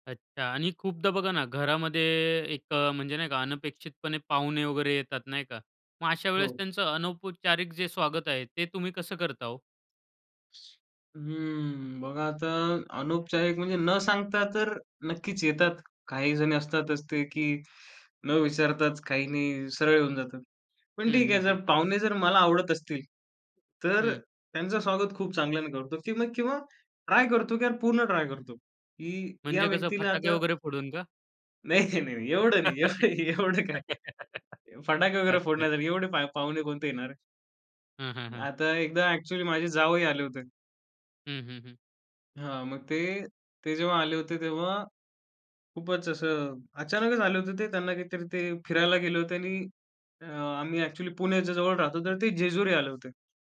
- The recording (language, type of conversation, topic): Marathi, podcast, घरी परत आल्यावर तुझं स्वागत कसं व्हावं?
- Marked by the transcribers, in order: shush; in English: "ट्राय"; in English: "ट्राय"; laughing while speaking: "नाही, नाही, नाही"; laugh; laughing while speaking: "य एवढं काय"; in English: "एक्चुअली"; in English: "एक्चुअली"